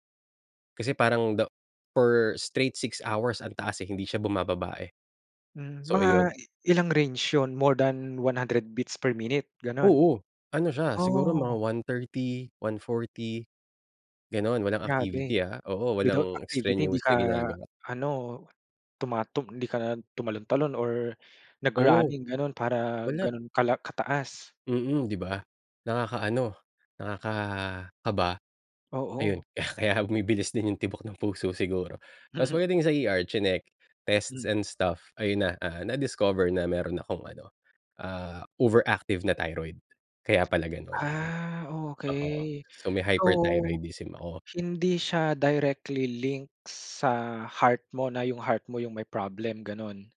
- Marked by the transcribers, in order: other background noise; in English: "extraneous"; chuckle; in English: "tests and stuff"; in English: "overactive"; tapping; in English: "directly link"
- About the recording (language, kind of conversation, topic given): Filipino, podcast, Anong simpleng gawi ang talagang nagbago ng buhay mo?